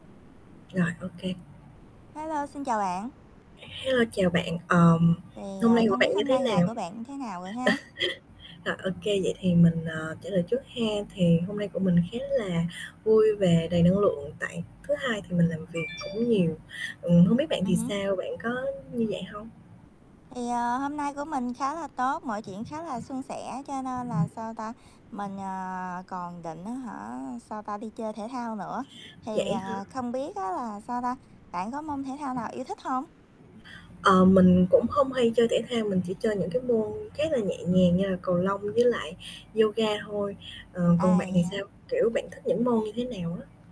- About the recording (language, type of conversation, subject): Vietnamese, unstructured, Bạn thích môn thể thao nào nhất và vì sao?
- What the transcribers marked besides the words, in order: other background noise; static; distorted speech; chuckle; alarm; tapping